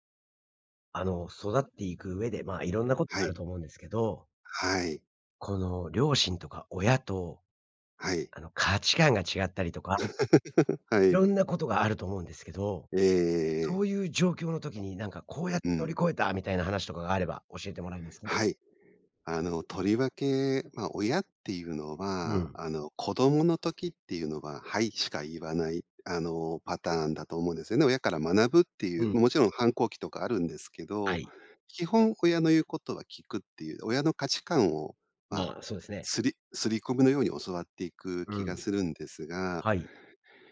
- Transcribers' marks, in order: laugh
- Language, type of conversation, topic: Japanese, podcast, 親との価値観の違いを、どのように乗り越えましたか？